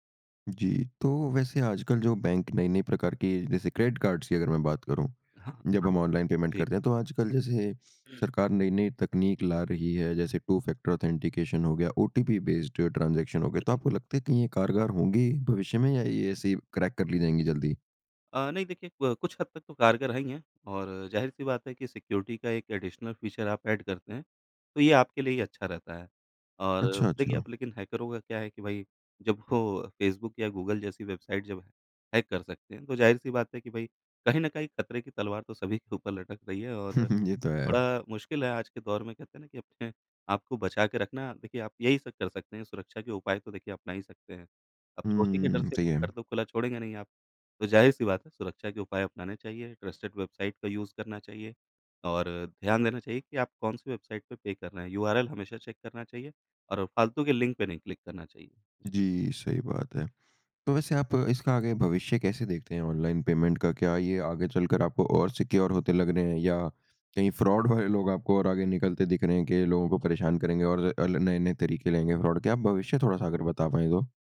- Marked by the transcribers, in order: in English: "क्रेडिट कार्ड्स"; other background noise; in English: "पेमेंट"; in English: "टू-फैक्टर ऑथेंटिकेशन"; in English: "बेस्ड ट्रांजेक्शन"; unintelligible speech; in English: "क्रैक"; in English: "सिक्योरिटी"; in English: "एडिशनल फ़ीचर"; in English: "एड"; in English: "हैकरों"; in English: "हैक"; chuckle; in English: "ट्रस्टेड"; in English: "यूज़"; in English: "चेक"; in English: "क्लिक"; in English: "पेमेंट"; in English: "सिक्योर"; in English: "फ्रॉड"; in English: "फ्रॉड"
- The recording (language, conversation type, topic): Hindi, podcast, ऑनलाइन भुगतान करते समय आप कौन-कौन सी सावधानियाँ बरतते हैं?